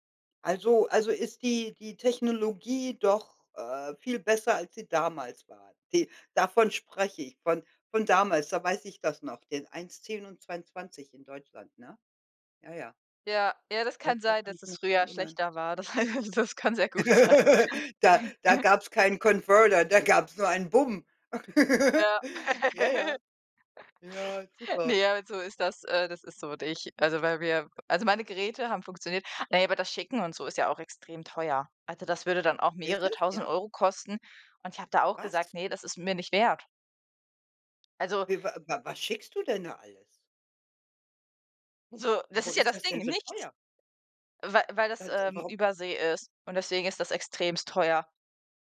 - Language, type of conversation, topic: German, unstructured, Wie würdest du mit finanziellen Sorgen umgehen?
- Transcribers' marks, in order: laughing while speaking: "das das kann sehr gut sein"; laugh; chuckle; in English: "Converter"; laughing while speaking: "gab's"; laugh; unintelligible speech; "extrem" said as "extremst"